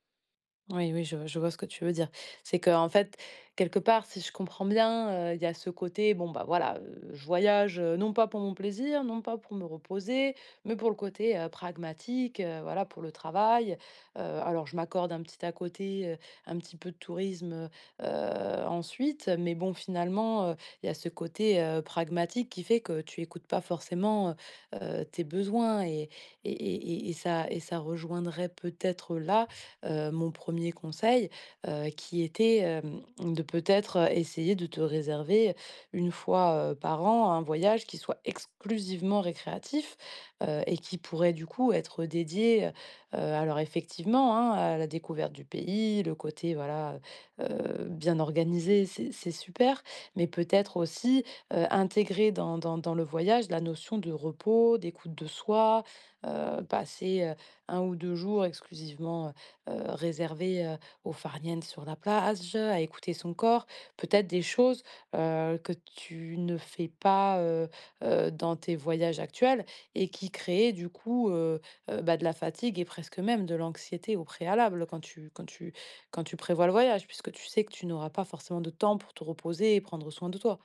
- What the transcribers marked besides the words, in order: tapping; stressed: "exclusivement"
- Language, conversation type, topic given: French, advice, Comment gérer la fatigue et les imprévus en voyage ?